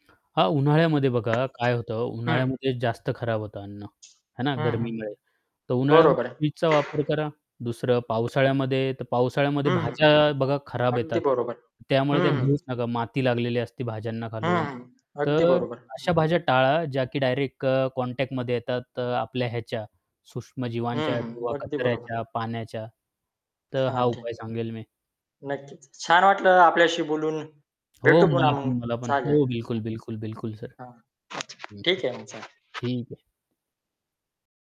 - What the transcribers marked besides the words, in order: tapping; other background noise; distorted speech; in English: "कॉन्टॅक्टमध्ये"; unintelligible speech; static
- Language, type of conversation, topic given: Marathi, podcast, अन्न वाया जाणं टाळण्यासाठी तुम्ही कोणते उपाय करता?